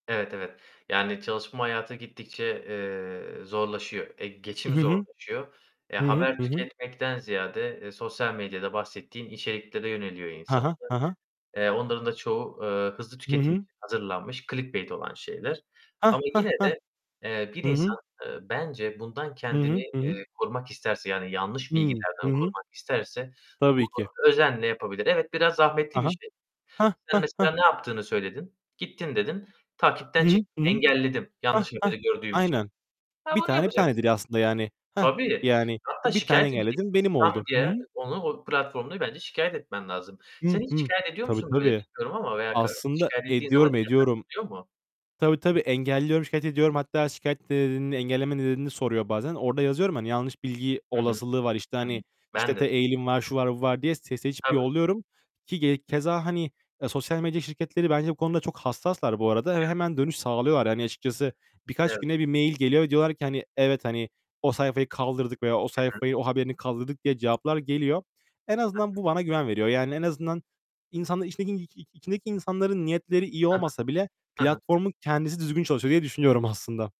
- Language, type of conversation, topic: Turkish, unstructured, Sosyal medyada yayılan yanlış bilgiler hakkında ne düşünüyorsunuz?
- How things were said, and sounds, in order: in English: "clickbait"; other background noise; unintelligible speech; tapping